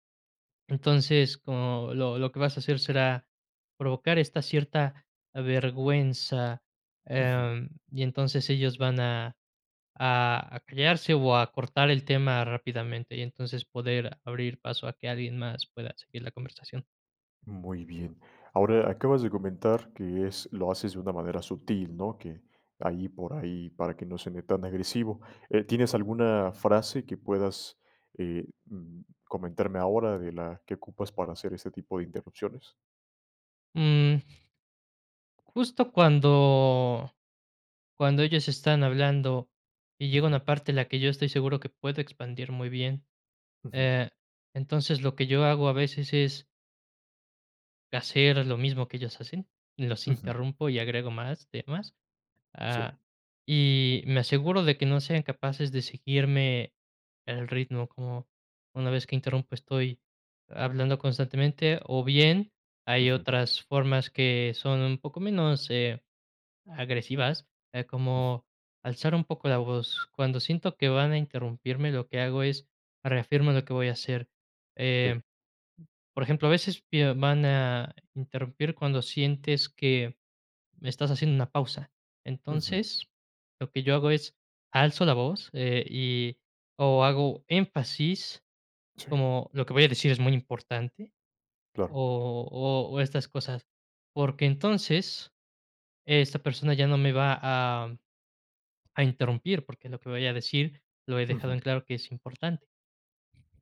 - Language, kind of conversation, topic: Spanish, podcast, ¿Cómo lidias con alguien que te interrumpe constantemente?
- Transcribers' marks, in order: tapping; unintelligible speech; other background noise